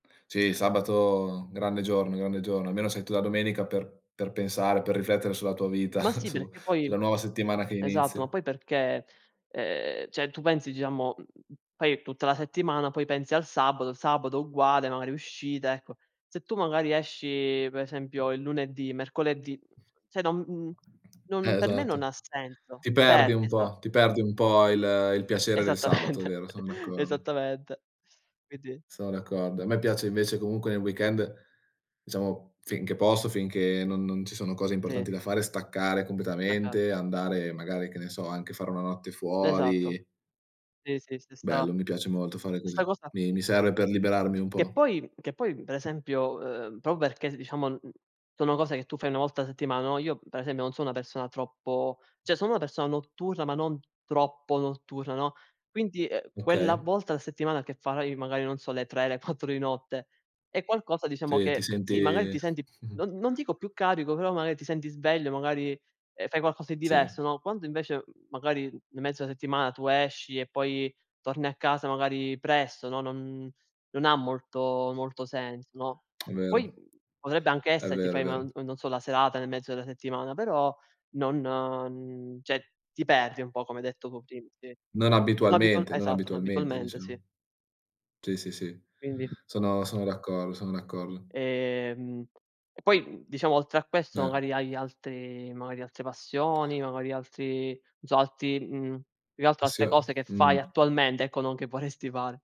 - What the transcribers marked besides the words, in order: chuckle; "cioè" said as "ceh"; other background noise; tapping; "cioè" said as "ceh"; laughing while speaking: "Esattamente"; in English: "weekend"; unintelligible speech; "proprio" said as "propio"; "cioè" said as "ceh"; laughing while speaking: "quattro"; chuckle; tsk; "cioè" said as "ceh"; laughing while speaking: "vorresti"
- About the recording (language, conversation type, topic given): Italian, unstructured, Come ti piace trascorrere il tempo libero dopo il lavoro?